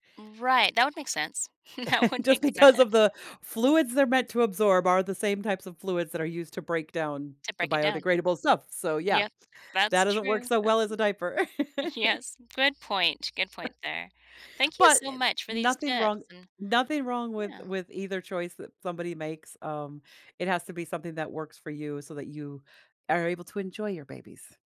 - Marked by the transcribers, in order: chuckle; laughing while speaking: "That would make sense"; chuckle; laughing while speaking: "Just because"; tapping; laughing while speaking: "Yes"; laugh
- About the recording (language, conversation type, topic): English, advice, How can I prepare for becoming a new parent?
- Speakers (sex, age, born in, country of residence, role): female, 50-54, United States, United States, user; female, 55-59, United States, United States, advisor